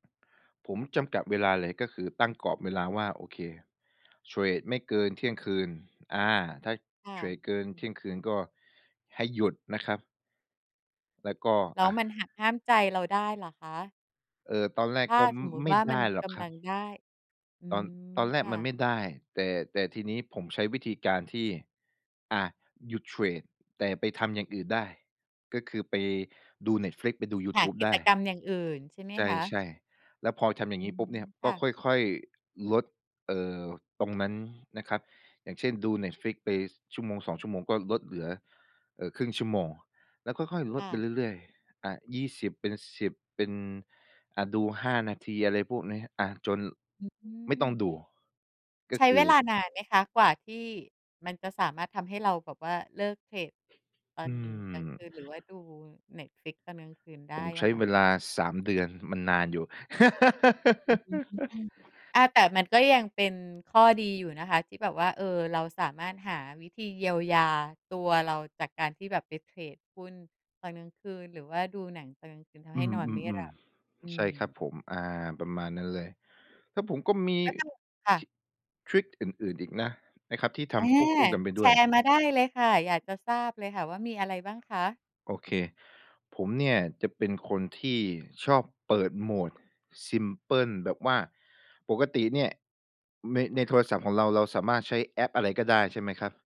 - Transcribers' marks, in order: tapping; other background noise; laugh; in English: "ซิมเพิล"
- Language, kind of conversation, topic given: Thai, podcast, ควรทำอย่างไรเมื่อรู้สึกว่าตัวเองติดหน้าจอมากเกินไป?